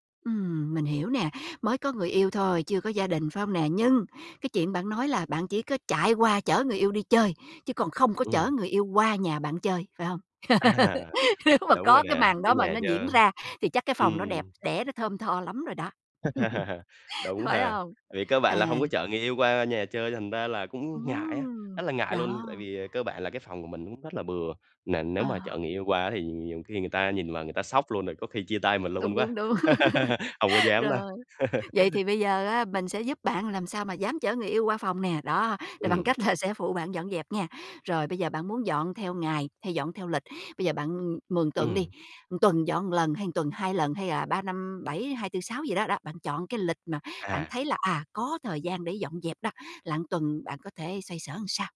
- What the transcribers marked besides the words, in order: laughing while speaking: "À"; laugh; laughing while speaking: "Nếu mà"; laugh; tapping; laugh; laugh; laughing while speaking: "cách là"
- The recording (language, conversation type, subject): Vietnamese, advice, Làm sao để duy trì thói quen dọn dẹp mỗi ngày?
- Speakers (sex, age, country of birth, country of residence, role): female, 45-49, Vietnam, United States, advisor; male, 25-29, Vietnam, Vietnam, user